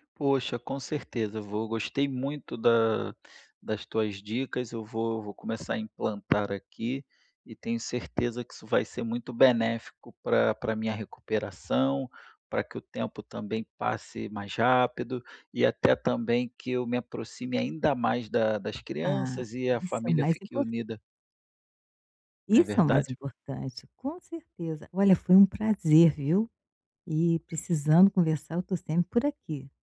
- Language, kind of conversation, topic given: Portuguese, advice, Como posso lidar com a frustração por sentir que minha recuperação está avançando lentamente?
- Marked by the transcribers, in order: tapping; other background noise